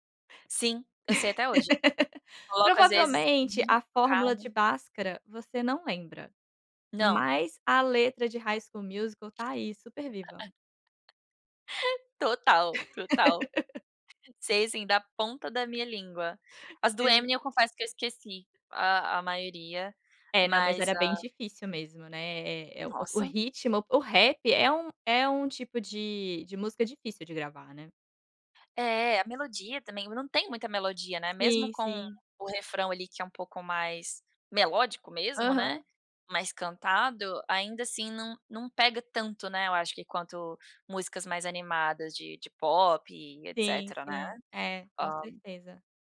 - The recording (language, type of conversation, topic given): Portuguese, podcast, Qual canção te transporta imediatamente para outra época da vida?
- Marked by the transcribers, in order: laugh; tapping; other noise; laugh